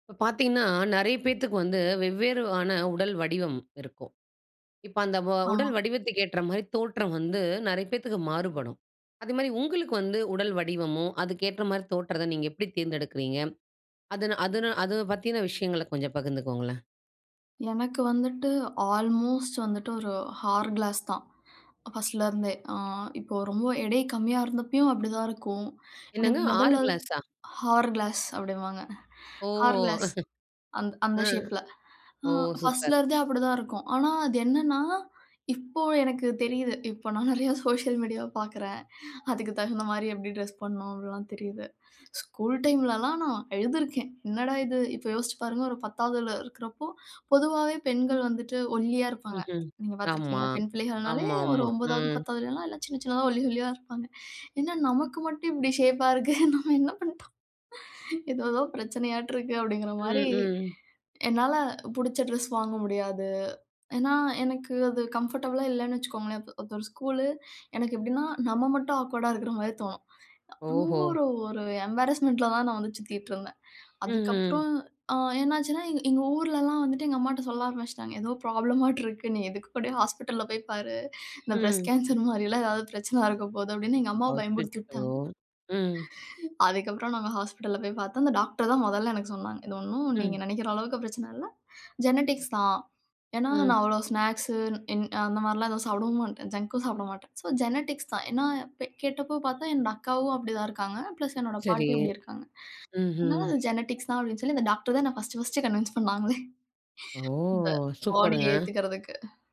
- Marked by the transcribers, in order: in English: "ஆல்மோஸ்ட்"; in English: "ஹார் கிளாஸ்"; inhale; in English: "ஃபர்ஸ்ட்டலேருந்தே"; inhale; inhale; in English: "ஷேப்பில"; inhale; laughing while speaking: "ஓ! ஆ ஓ! சூப்பர்"; laughing while speaking: "இப்போ எனக்கு தெரியுது, இப்போ நான் … பண்ணணும். அப்டிலாம் தெரியுது"; in English: "சோசியல் மீடியா"; inhale; inhale; inhale; laughing while speaking: "என்ன நமக்கு மட்டும் இப்டி ஷேப்பா … அம்மாவ பயமுருத்தி விட்டாங்க"; in English: "கம்ஃபர்டபுளா"; inhale; in English: "ஆக்வர்டா"; in English: "எம்பாரஸ்மெண்ட்டில"; in English: "ப்ராப்ளமாட்டு"; inhale; in English: "பிரெஸ்ட் கேன்சர்"; chuckle; sad: "அச்சச்சோ! ம்"; in English: "ஜெனடிக்ஸ்"; in English: "பிளஸ்"; inhale; laughing while speaking: "அந்த டாக்டர் தான் என்ன பர்ஸ்ட் பர்ஸ்ட் கன்வின்ஸ் பண்னாங்களே, இந்த பாடி ஏத்துக்கறதுக்கு"; in English: "கன்வின்ஸ்"; drawn out: "ஓ!"; in English: "பாடி"
- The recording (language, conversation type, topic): Tamil, podcast, உங்கள் உடல் வடிவத்துக்கு பொருந்தும் ஆடைத் தோற்றத்தை நீங்கள் எப்படித் தேர்ந்தெடுக்கிறீர்கள்?